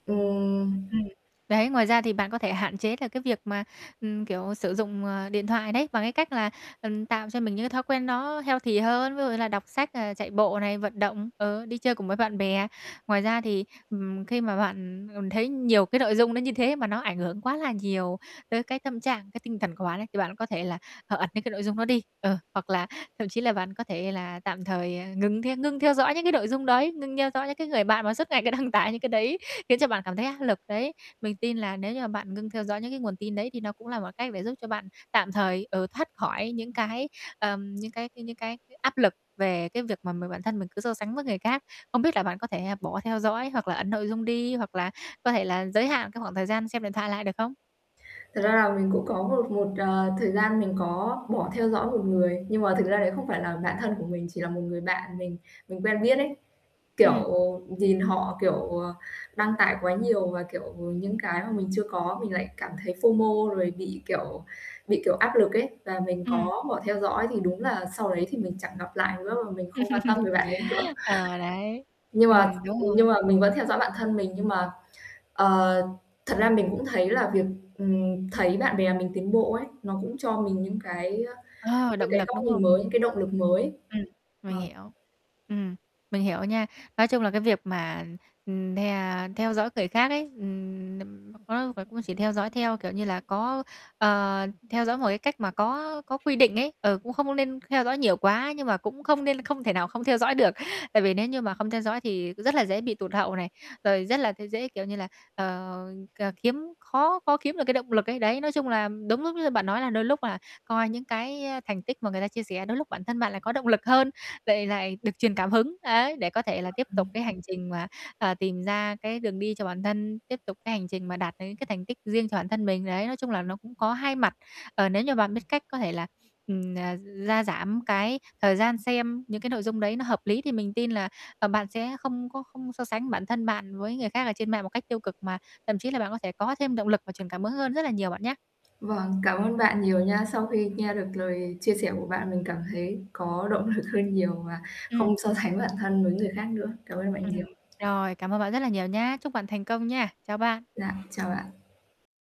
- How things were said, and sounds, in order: static; distorted speech; in English: "healthy"; laughing while speaking: "cứ đăng tải"; unintelligible speech; tapping; in English: "F-O-M-O"; laugh; other background noise; unintelligible speech; laughing while speaking: "lực"; laughing while speaking: "sánh"
- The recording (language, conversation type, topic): Vietnamese, advice, Làm sao để không còn so sánh bản thân với người khác trên mạng xã hội nữa?